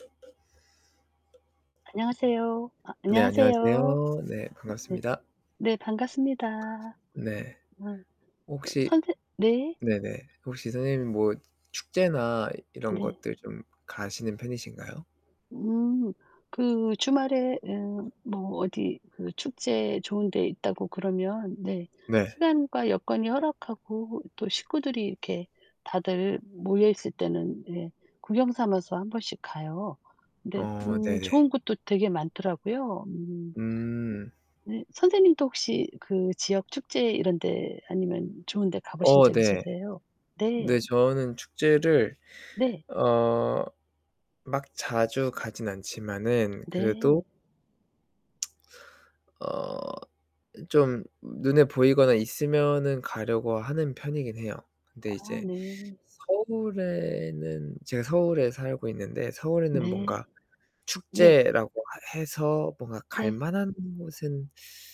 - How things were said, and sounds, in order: tapping; other background noise
- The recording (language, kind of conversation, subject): Korean, unstructured, 어떤 축제나 명절이 가장 기억에 남으세요?